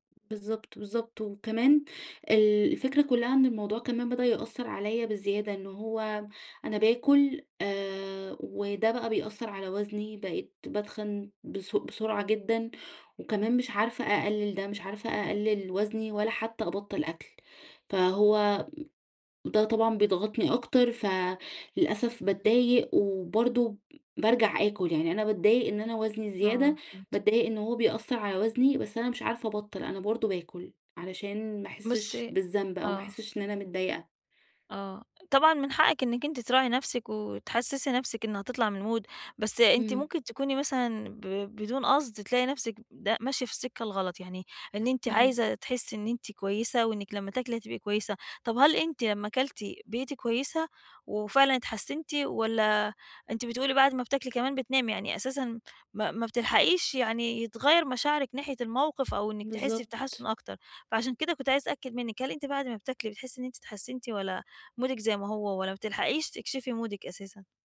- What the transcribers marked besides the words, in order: tapping; in English: "المود"; in English: "مودِك"; in English: "مودِك"
- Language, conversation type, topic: Arabic, advice, إزاي أفرّق بين الجوع الحقيقي والجوع العاطفي لما تيجيلي رغبة في التسالي؟
- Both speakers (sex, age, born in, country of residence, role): female, 30-34, Egypt, Egypt, user; female, 40-44, Egypt, Portugal, advisor